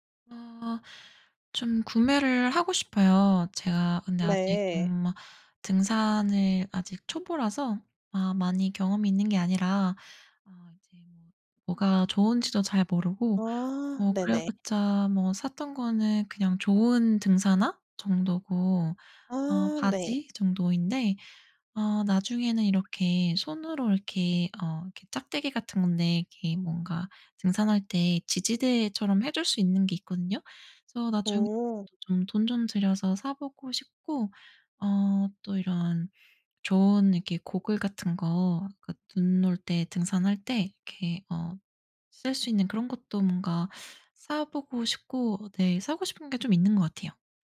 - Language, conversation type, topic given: Korean, podcast, 등산이나 트레킹은 어떤 점이 가장 매력적이라고 생각하시나요?
- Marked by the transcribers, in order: other background noise